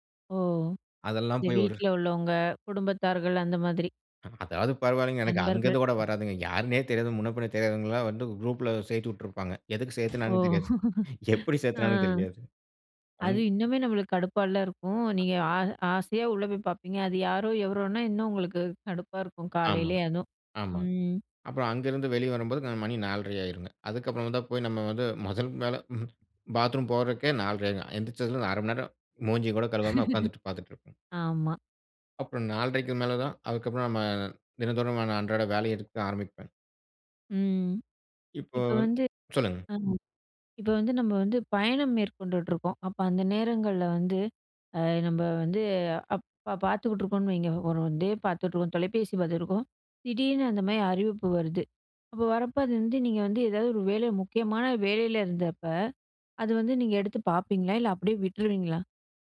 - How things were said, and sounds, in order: other noise; chuckle; door; "சேத்தாங்கணு" said as "சேத்துனாங்கனு"; laughing while speaking: "எப்டி சேத்துனாங்கனு தெரியாது"; "சேத்தாங்கணு" said as "சேத்துனாங்கனு"; chuckle; chuckle
- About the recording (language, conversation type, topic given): Tamil, podcast, கைபேசி அறிவிப்புகள் நமது கவனத்தைச் சிதறவைக்கிறதா?